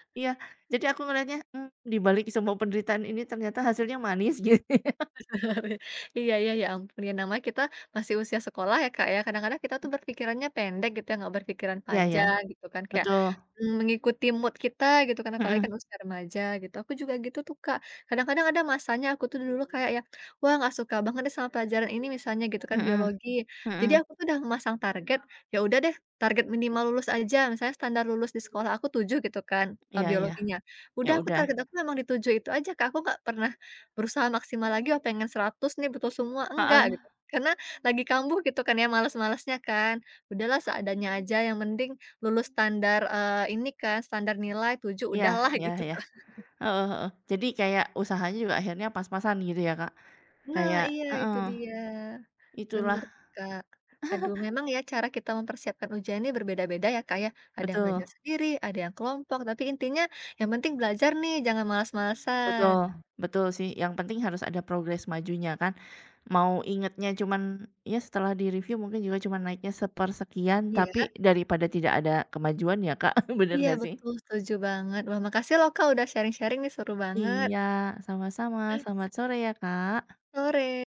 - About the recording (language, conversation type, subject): Indonesian, unstructured, Bagaimana cara kamu mempersiapkan ujian dengan baik?
- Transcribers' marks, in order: laugh; chuckle; other background noise; in English: "mood"; tapping; chuckle; chuckle; chuckle; in English: "sharing-sharing"